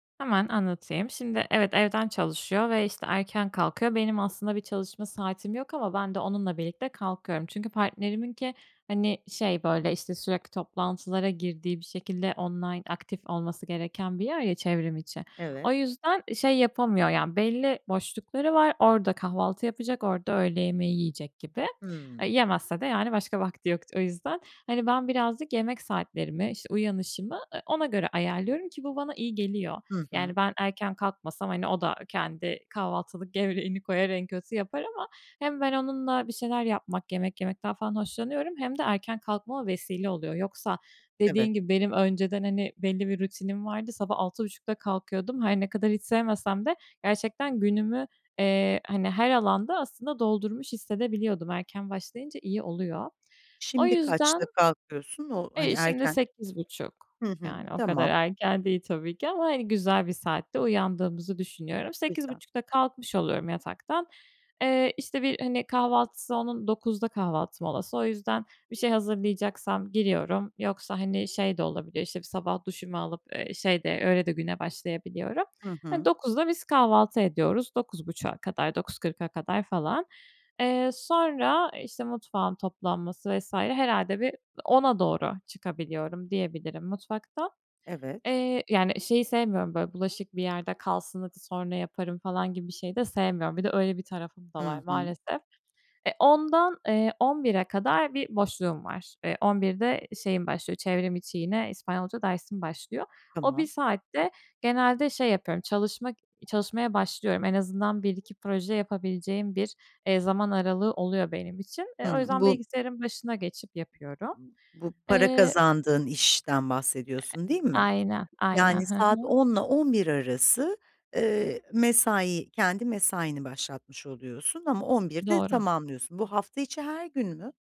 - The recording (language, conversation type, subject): Turkish, advice, Evde daha iyi bir düzen kurup rahatlamak ve dinlenmek için neler yapabilirim?
- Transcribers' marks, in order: none